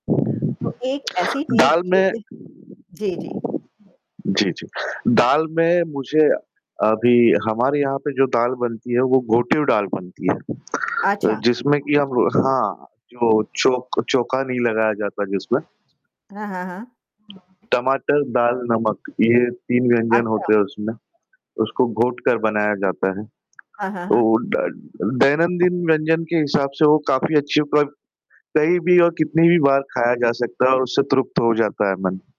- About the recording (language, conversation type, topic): Hindi, unstructured, कौन से व्यंजन आपके लिए खास हैं और क्यों?
- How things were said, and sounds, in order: distorted speech; static; tapping; other background noise